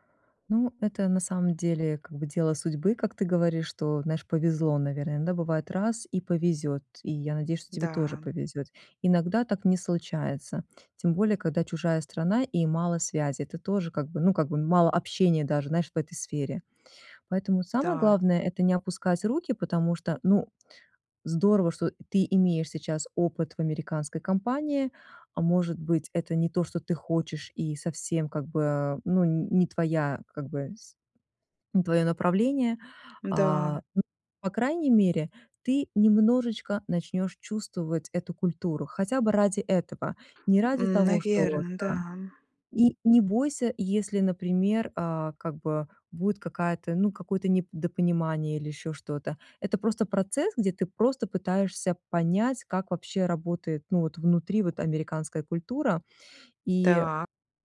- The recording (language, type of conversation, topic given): Russian, advice, Как мне отпустить прежние ожидания и принять новую реальность?
- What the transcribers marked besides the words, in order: tapping; other background noise